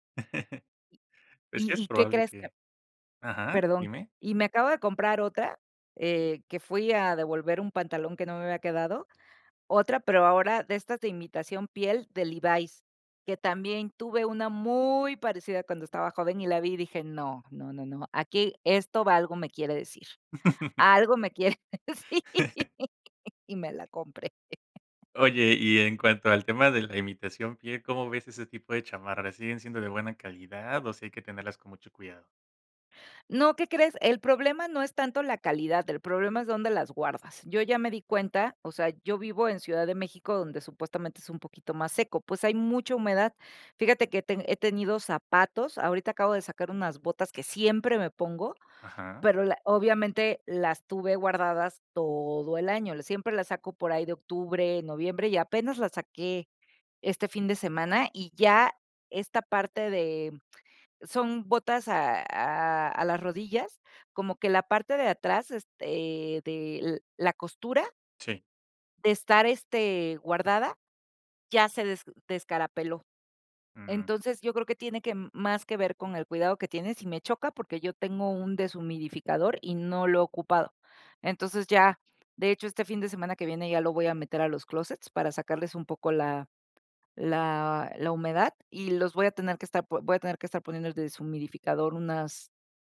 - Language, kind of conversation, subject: Spanish, podcast, ¿Tienes prendas que usas según tu estado de ánimo?
- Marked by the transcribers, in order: laugh; chuckle; laughing while speaking: "quiere decir. Y me la compré"; tapping